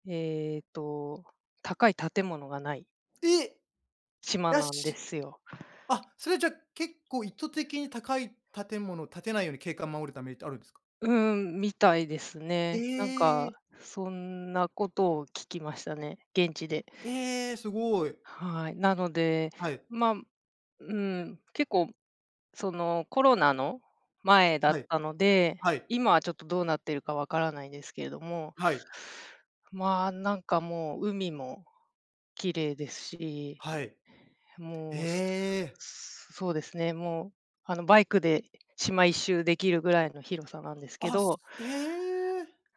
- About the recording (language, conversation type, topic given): Japanese, unstructured, 旅先でいちばん感動した景色はどんなものでしたか？
- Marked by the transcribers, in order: other noise